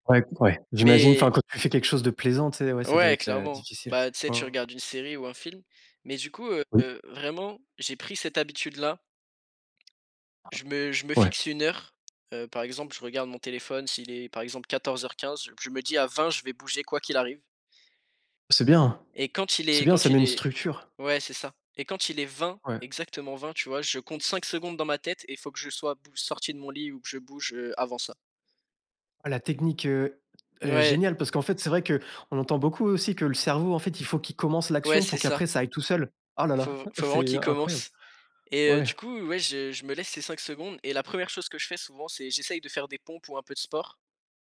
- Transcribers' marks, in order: tapping; unintelligible speech
- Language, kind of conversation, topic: French, podcast, Que fais-tu quand la procrastination prend le dessus ?
- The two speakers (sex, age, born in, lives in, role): male, 18-19, France, France, guest; male, 30-34, France, France, host